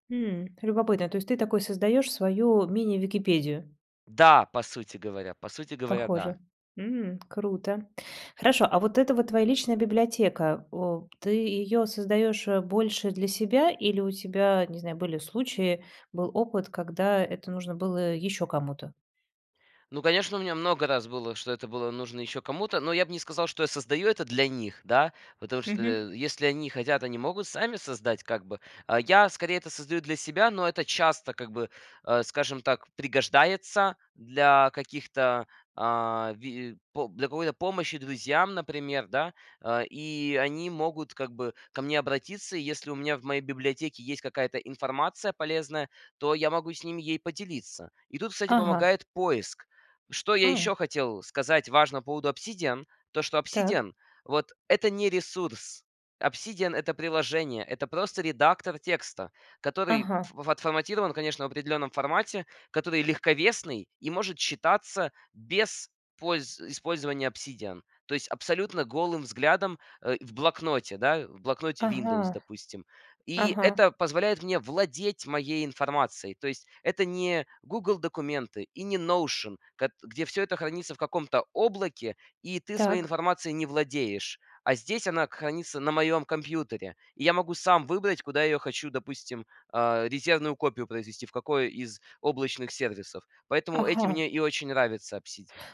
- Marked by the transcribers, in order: none
- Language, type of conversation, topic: Russian, podcast, Как вы формируете личную библиотеку полезных материалов?